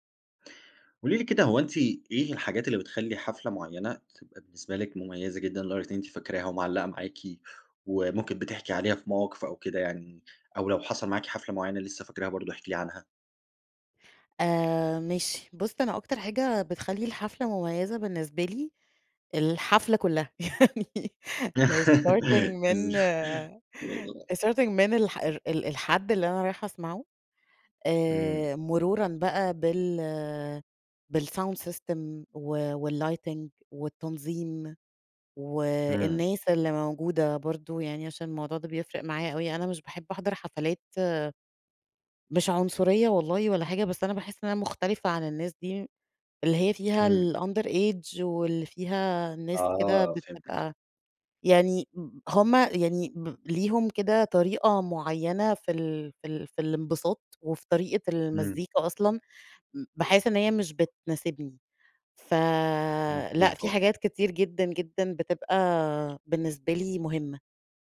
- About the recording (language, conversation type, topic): Arabic, podcast, إيه أكتر حاجة بتخلي الحفلة مميزة بالنسبالك؟
- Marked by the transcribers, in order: tapping; laughing while speaking: "يعني"; laugh; laughing while speaking: "إز أ"; in English: "starting"; in English: "starting"; in English: "بالsound system"; in English: "والlighting"; in English: "الunder age"; other background noise